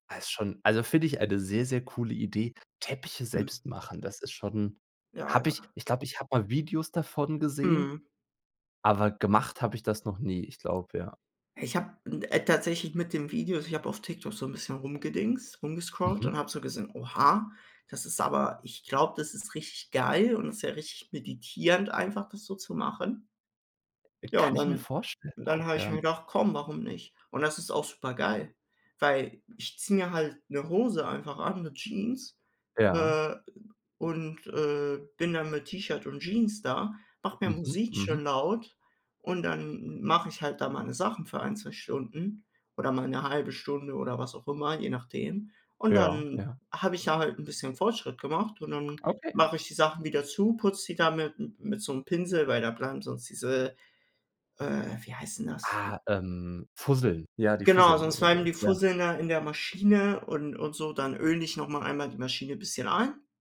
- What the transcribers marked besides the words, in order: surprised: "Oha"; other background noise
- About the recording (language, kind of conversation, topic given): German, unstructured, Was nervt dich am meisten, wenn du ein neues Hobby ausprobierst?